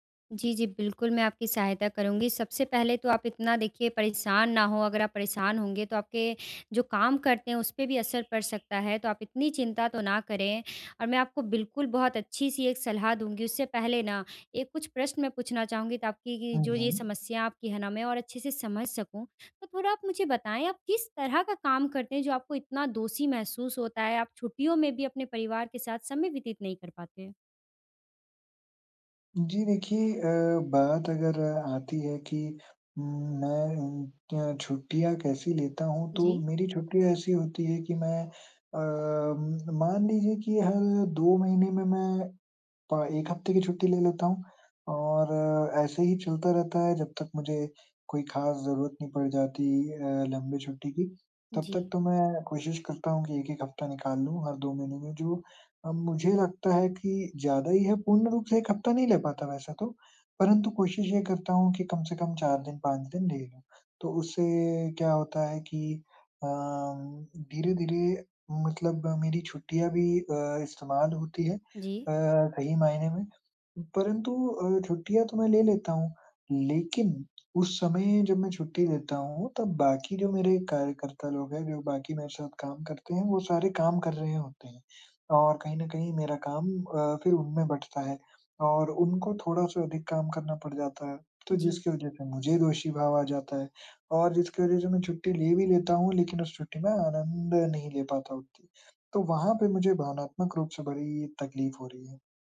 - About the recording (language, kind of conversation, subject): Hindi, advice, मैं छुट्टी के दौरान दोषी महसूस किए बिना पूरी तरह आराम कैसे करूँ?
- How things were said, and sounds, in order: "उतनी" said as "उत्ती"